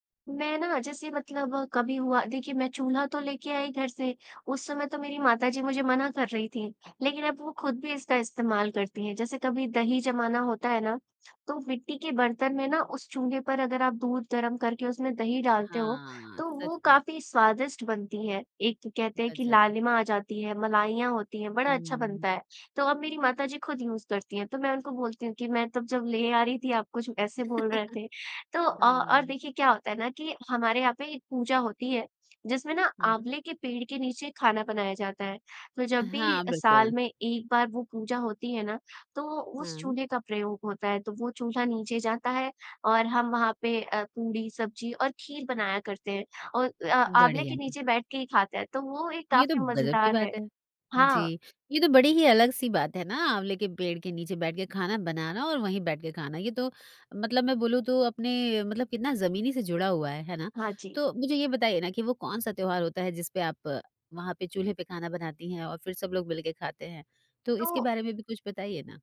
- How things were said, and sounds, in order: in English: "यूज़"; laugh
- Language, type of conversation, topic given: Hindi, podcast, बचपन का कोई शौक अभी भी ज़िंदा है क्या?